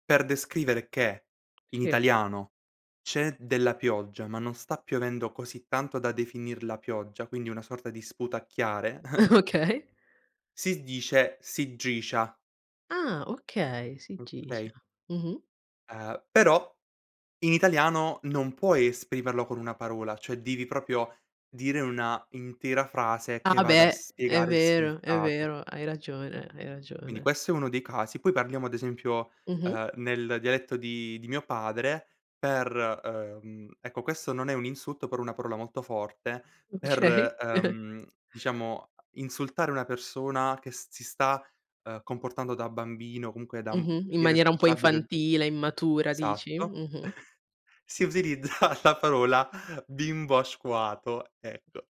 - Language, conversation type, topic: Italian, podcast, Come ti ha influenzato il dialetto o la lingua della tua famiglia?
- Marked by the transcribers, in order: tapping; laughing while speaking: "Okay"; chuckle; chuckle; other background noise; chuckle; laughing while speaking: "utilizza la parola"